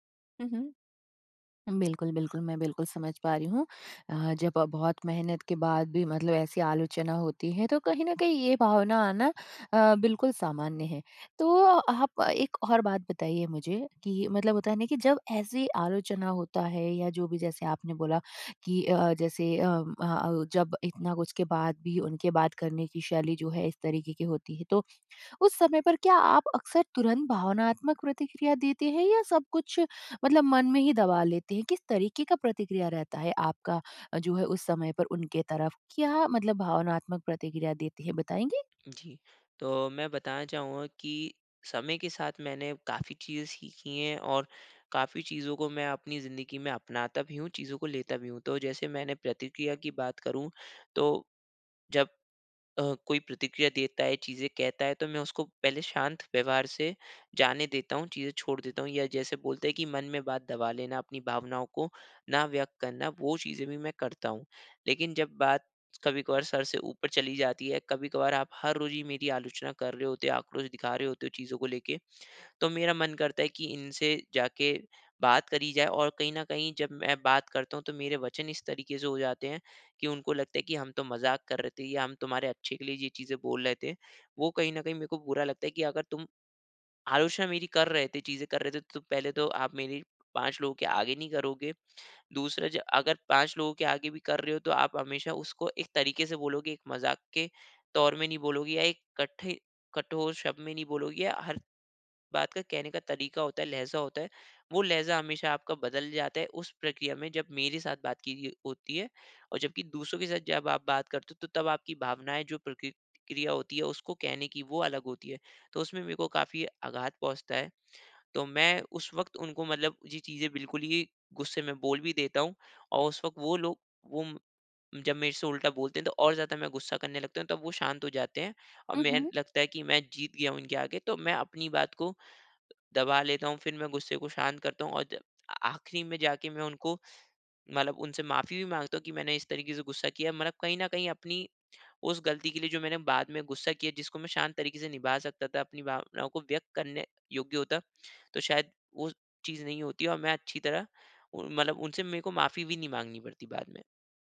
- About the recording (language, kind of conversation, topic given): Hindi, advice, आलोचना का जवाब मैं शांत तरीके से कैसे दे सकता/सकती हूँ, ताकि आक्रोश व्यक्त किए बिना अपनी बात रख सकूँ?
- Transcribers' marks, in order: tapping